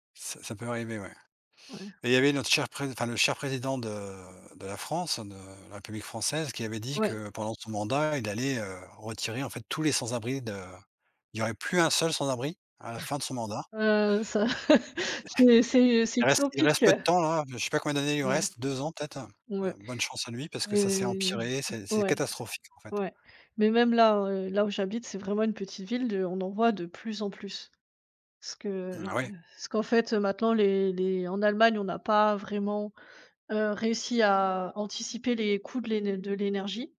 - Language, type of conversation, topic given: French, unstructured, Quel est ton avis sur la manière dont les sans-abri sont traités ?
- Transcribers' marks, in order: chuckle